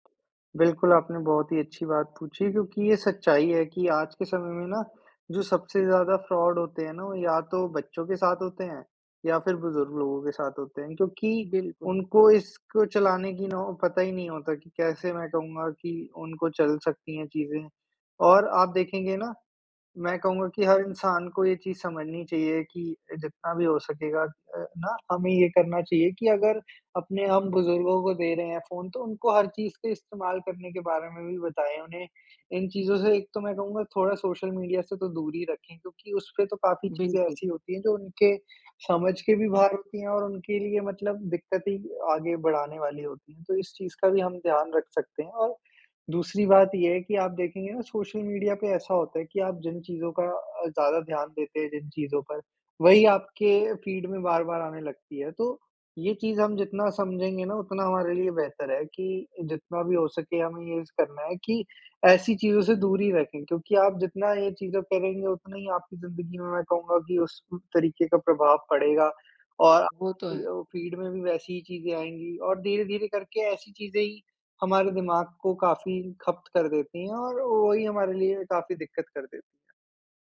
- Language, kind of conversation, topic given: Hindi, podcast, ऑनलाइन खबरों की सच्चाई आप कैसे जाँचते हैं?
- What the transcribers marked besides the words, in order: tapping; in English: "फ्रॉड"; in English: "फीड"; in English: "फीड"